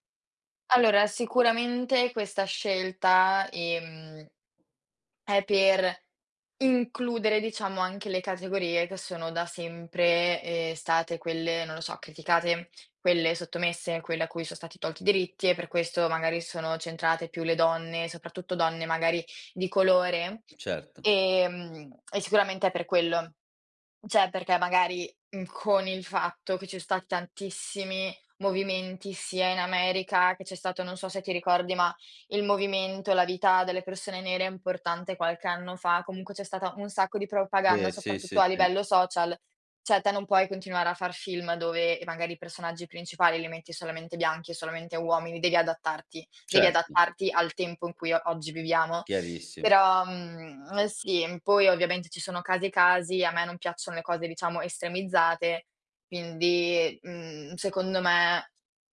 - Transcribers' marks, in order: "Cioè" said as "ceh"; "cioè" said as "ceh"
- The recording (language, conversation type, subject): Italian, podcast, Perché alcune storie sopravvivono per generazioni intere?
- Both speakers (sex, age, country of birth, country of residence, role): female, 18-19, Italy, Italy, guest; male, 40-44, Italy, Italy, host